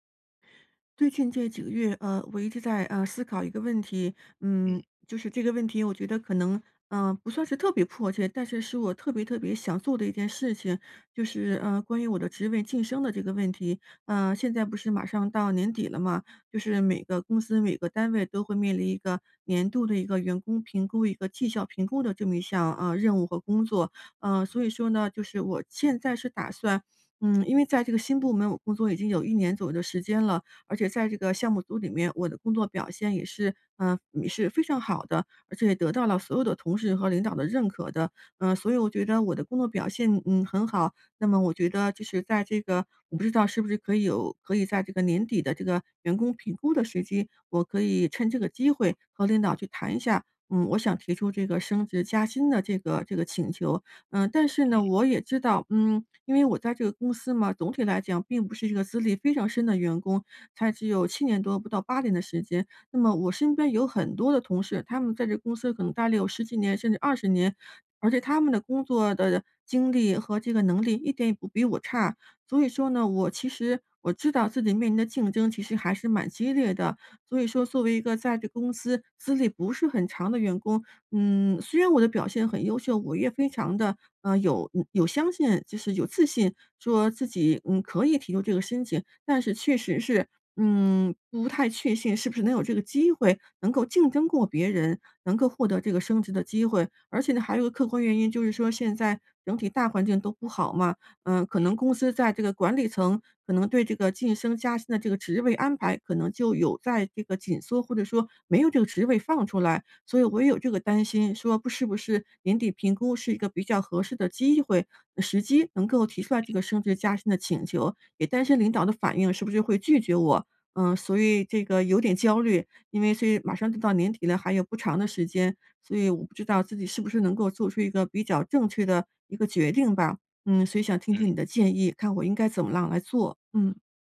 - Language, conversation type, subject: Chinese, advice, 在竞争激烈的情况下，我该如何争取晋升？
- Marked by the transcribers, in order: other background noise